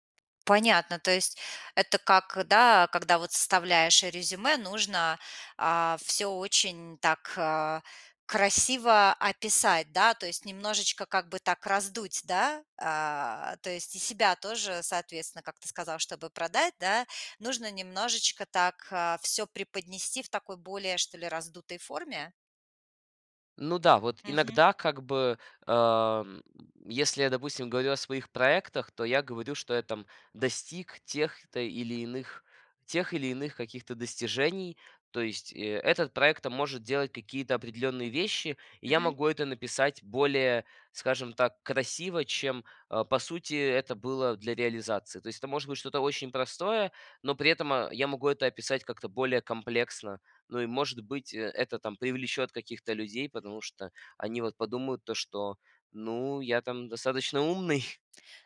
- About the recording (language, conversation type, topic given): Russian, podcast, Как социальные сети изменили то, как вы показываете себя?
- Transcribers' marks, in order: tapping; chuckle; other background noise